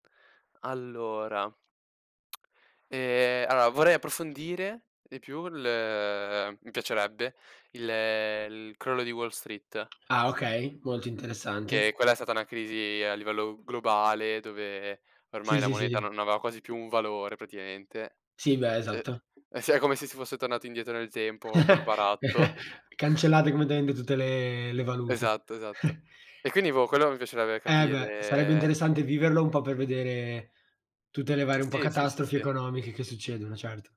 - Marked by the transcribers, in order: "allora" said as "aloa"; drawn out: "il"; tapping; other background noise; "aveva" said as "avea"; "praticamente" said as "pratiaente"; unintelligible speech; chuckle; chuckle
- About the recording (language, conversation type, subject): Italian, unstructured, Qual è un evento storico che ti ha sempre incuriosito?